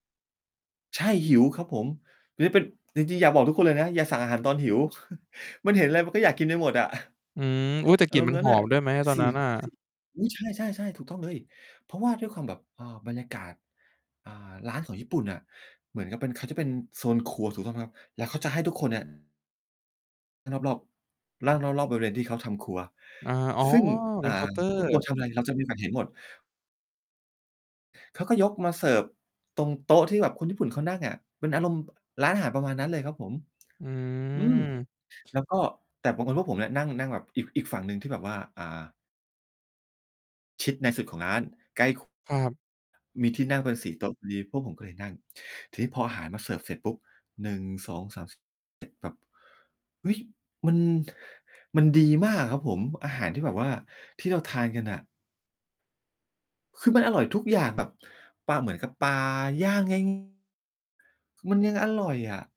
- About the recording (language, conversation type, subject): Thai, podcast, คุณเคยหลงทางแล้วบังเอิญเจอร้านอาหารอร่อยมากไหม?
- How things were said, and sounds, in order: chuckle; tapping; other background noise; mechanical hum; distorted speech; drawn out: "อืม"